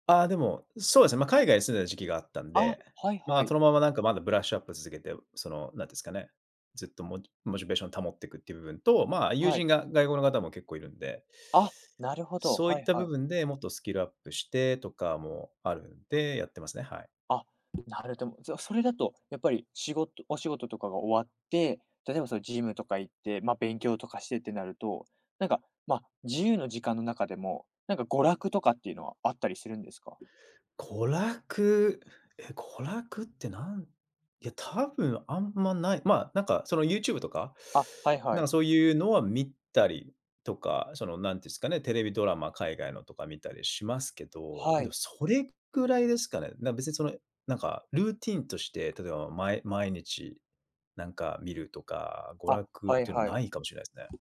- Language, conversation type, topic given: Japanese, podcast, 自分だけの自由時間は、どうやって確保していますか？
- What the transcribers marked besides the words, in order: tapping